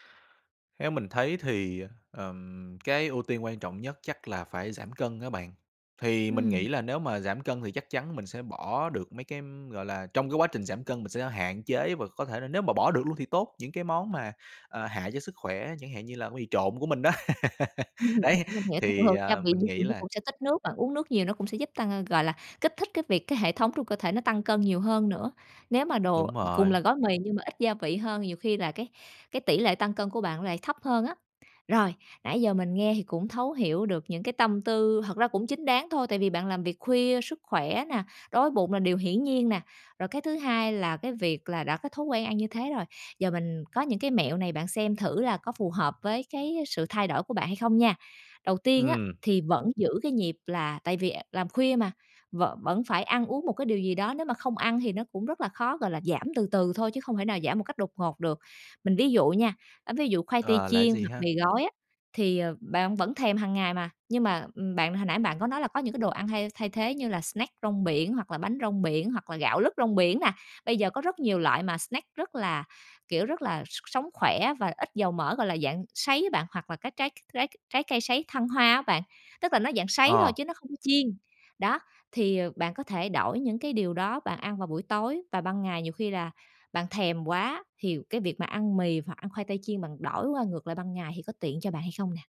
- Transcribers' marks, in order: tapping; unintelligible speech; laugh; unintelligible speech; unintelligible speech; other background noise
- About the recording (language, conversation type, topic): Vietnamese, advice, Vì sao bạn chưa thể thay thói quen xấu bằng thói quen tốt, và bạn có thể bắt đầu thay đổi từ đâu?